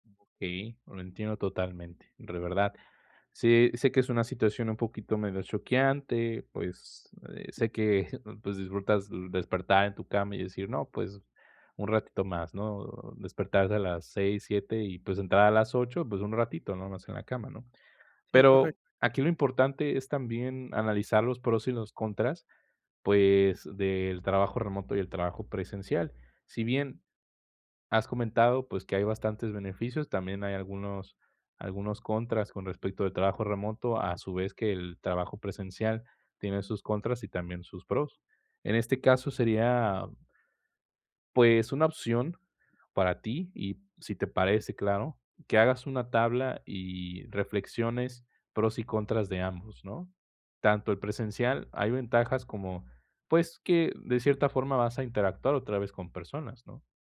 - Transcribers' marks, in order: other background noise
- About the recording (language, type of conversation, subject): Spanish, advice, ¿Qué te preocupa de recaer al retomar el ritmo normal de trabajo?